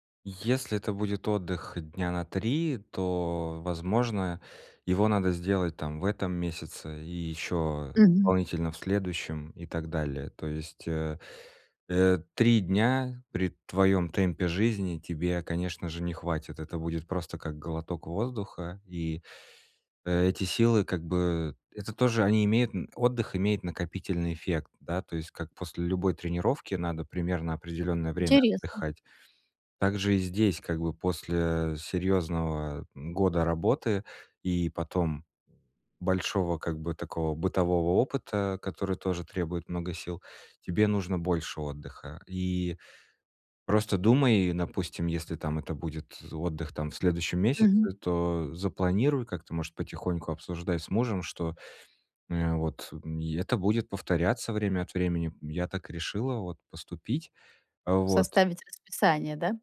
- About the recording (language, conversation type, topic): Russian, advice, Как мне лучше распределять время между работой и отдыхом?
- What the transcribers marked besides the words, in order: none